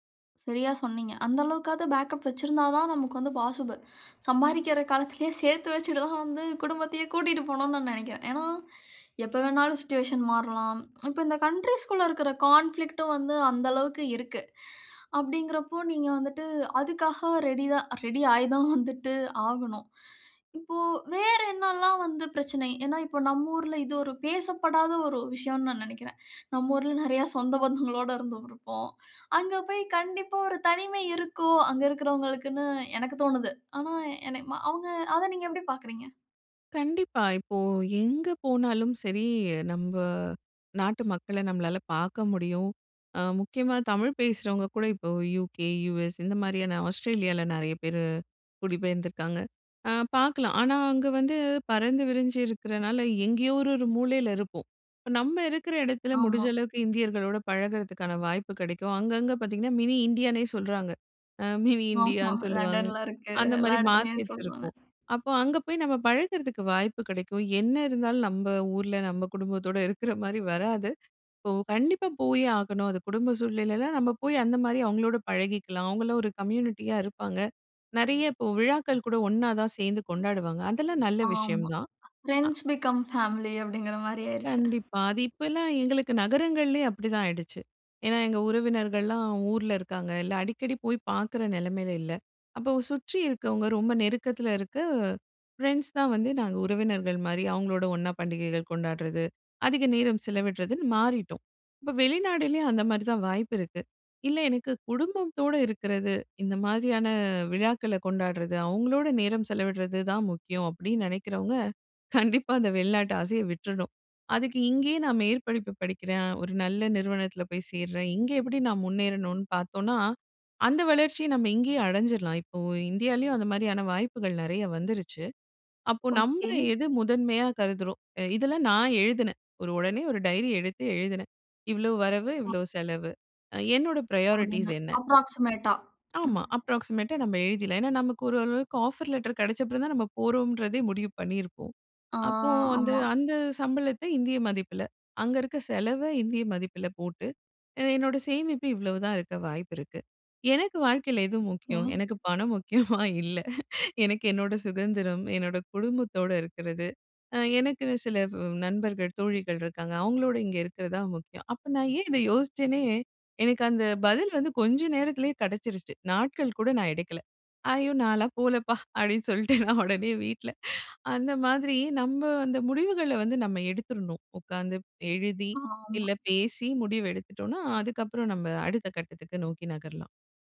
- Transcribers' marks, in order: in English: "பேக்கப்"; in English: "பாசிபி"; "பாசிபிள்" said as "பாசிபி"; anticipating: "சம்பாரிக்கிற காலத்துலயே சேத்து வச்சுட்டு தான் வந்து, குடும்பத்தையே கூட்டிட்டு போணும்னு நான் நெனைக்கிறேன்"; laughing while speaking: "சேத்து வச்சுட்டு தான்"; in English: "சிட்டுவேஷன்"; in English: "கண்ட்ரீஸ்‌க்குள்ள"; in English: "கான்ஃபிளிக்ட்‌டும்"; anticipating: "நம்மூர்ல நெறையா சொந்த பந்தங்களோட இருந்து … நீங்க எப்படி பாக்குறீங்க?"; laughing while speaking: "சொந்த பந்தங்களோட"; inhale; horn; laughing while speaking: "மினி இந்தியான்னு சொல்லுவாங்க"; other background noise; laughing while speaking: "இருக்கிற மாரி வராது"; in English: "ஃப்ரெண்ட்ஸ் பிகம் ஃபேமிலி"; "குடும்பத்தோடு" said as "குடும்பம்தோடு"; laughing while speaking: "கண்டிப்பா அந்த வெளிநாட்டு ஆசையை விட்டுறணும்"; trusting: "அதுக்கு இங்கேயே நான் மேற்படிப்பு படிக்கிறேன் … நம்ம இங்கேயே அடைஞ்சிறலாம்"; in English: "ப்ராயாரிட்டீஸ்"; in English: "ஆஃப்ரொக்ஸிமேட்டா"; in English: "அப்ராக்ஸிமேட்டா"; other noise; in English: "ஆஃபர் லெட்டர்"; drawn out: "ஆ"; anticipating: "எனக்கு வாழ்க்கையில எது முக்கியம்? எனக்கு … இருக்கிறது தான் முக்கியம்"; laughing while speaking: "முக்கியமா? இல்ல. எனக்கு என்னோட சுகந்திரம்"; "சுதந்திரம்" said as "சுகந்திரம்"; "யோசிச்ச உடனே" said as "யோசிச்சேனே"; laughing while speaking: "சொல்லிட்டு நான் ஒடனே வீட்ல"; drawn out: "ஆமா"
- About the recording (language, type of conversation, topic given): Tamil, podcast, வெளிநாட்டுக்கு குடியேற முடிவு செய்வதற்கு முன் நீங்கள் எத்தனை காரணங்களை கணக்கில் எடுத்துக் கொள்கிறீர்கள்?